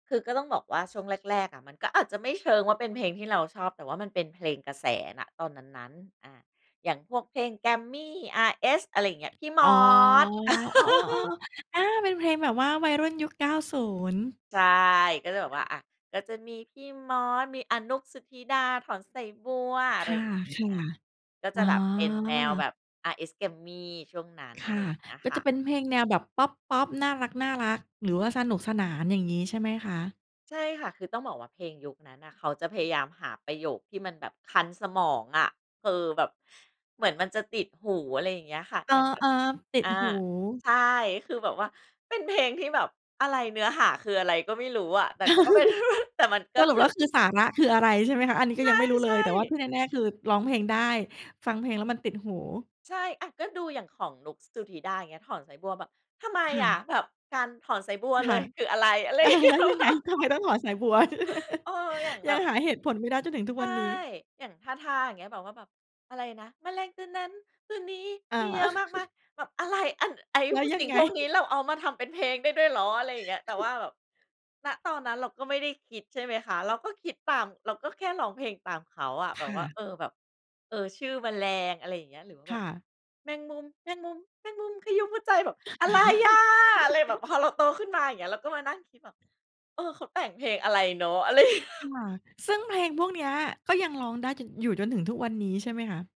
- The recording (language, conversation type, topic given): Thai, podcast, เพลงอะไรที่ทำให้คุณนึกถึงวัยเด็กมากที่สุด?
- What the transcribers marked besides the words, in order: other background noise; laugh; laugh; laughing while speaking: "ก็เป็น แต่มันก็คือ"; laughing while speaking: "อา แล้วยังไง ทำไมต้องถอนสายบัวด้วย"; laughing while speaking: "อะไรอย่างเงี้ยแบบ"; laugh; laughing while speaking: "แล้วยังไง"; laugh; laugh